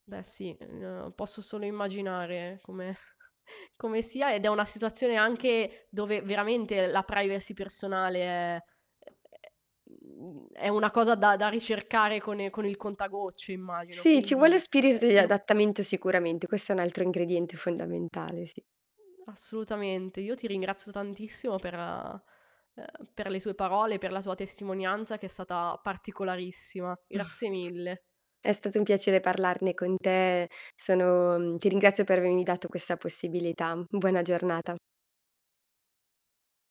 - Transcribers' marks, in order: static; laughing while speaking: "come"; other background noise; other noise; tapping; "contagocce" said as "contagocci"; distorted speech; chuckle
- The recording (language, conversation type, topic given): Italian, podcast, Come puoi creare privacy in spazi condivisi con altre persone?